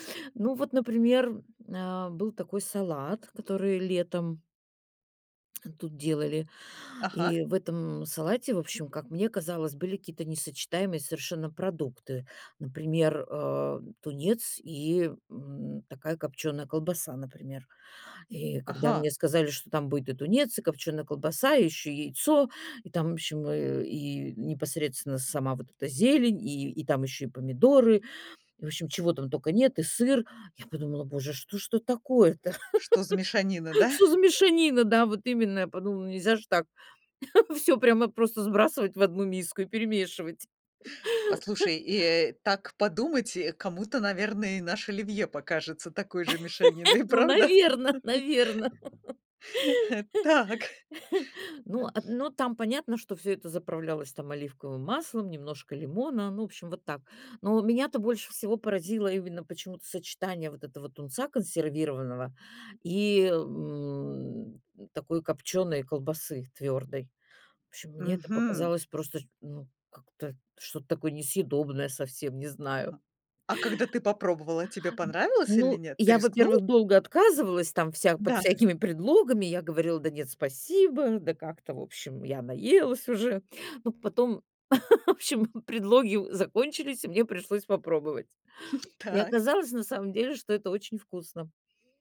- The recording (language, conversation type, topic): Russian, podcast, Какое самое необычное сочетание продуктов оказалось для тебя неожиданно вкусным?
- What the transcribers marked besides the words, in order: laugh; chuckle; chuckle; laugh; laugh; laughing while speaking: "Ну, наверно наверно"; laughing while speaking: "правда?"; tapping; laugh; chuckle; laughing while speaking: "так"; chuckle; chuckle; laughing while speaking: "Так"